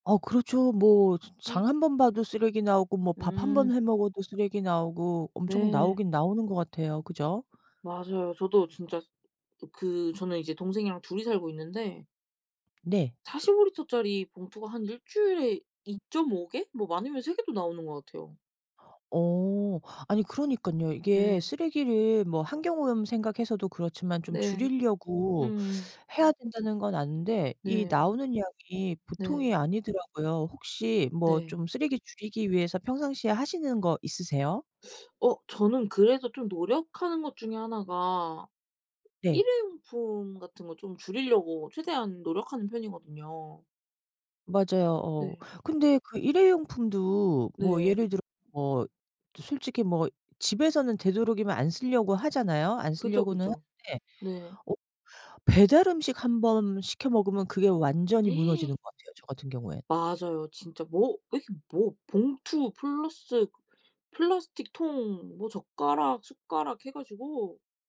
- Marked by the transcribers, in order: other background noise; gasp
- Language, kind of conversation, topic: Korean, unstructured, 쓰레기를 줄이는 데 가장 효과적인 방법은 무엇일까요?